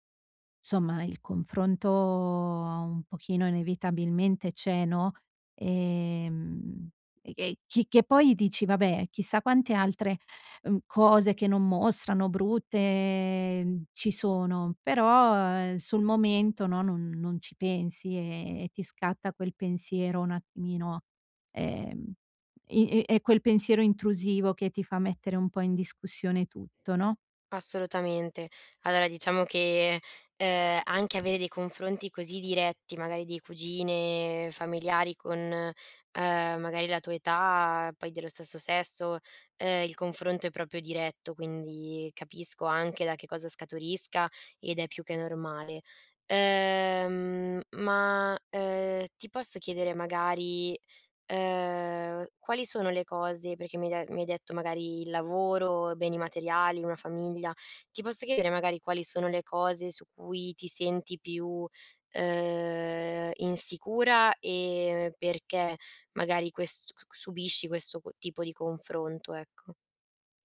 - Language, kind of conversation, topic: Italian, advice, Come posso reagire quando mi sento giudicato perché non possiedo le stesse cose dei miei amici?
- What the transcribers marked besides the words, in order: "insomma" said as "nsomma"; tapping; "proprio" said as "propio"